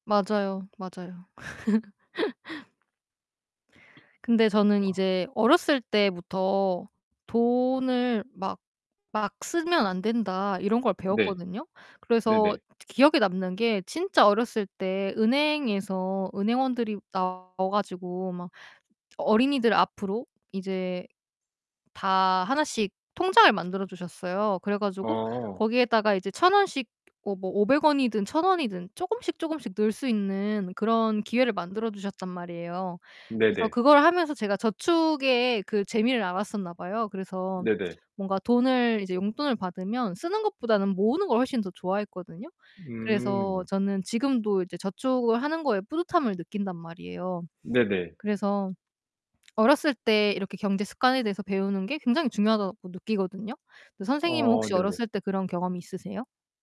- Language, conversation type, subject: Korean, unstructured, 돈을 잘 쓰는 사람과 그렇지 않은 사람의 차이는 무엇일까요?
- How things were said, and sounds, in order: other background noise; laugh; tapping; distorted speech